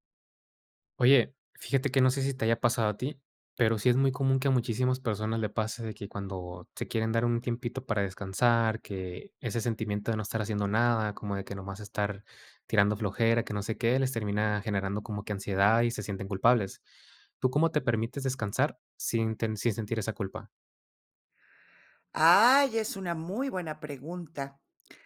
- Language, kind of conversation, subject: Spanish, podcast, ¿Cómo te permites descansar sin culpa?
- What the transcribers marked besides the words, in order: other background noise